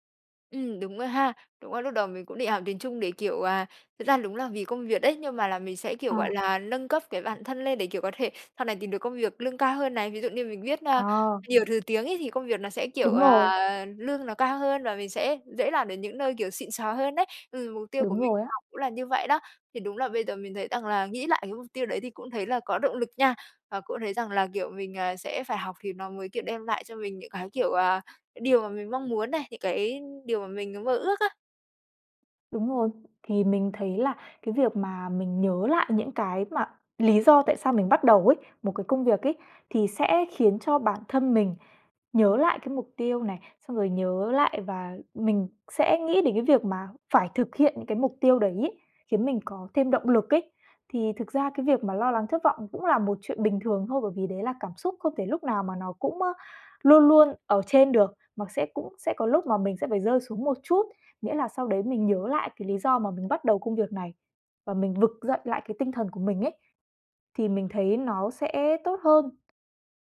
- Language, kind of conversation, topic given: Vietnamese, advice, Bạn nên làm gì khi lo lắng và thất vọng vì không đạt được mục tiêu đã đặt ra?
- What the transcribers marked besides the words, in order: tapping; other background noise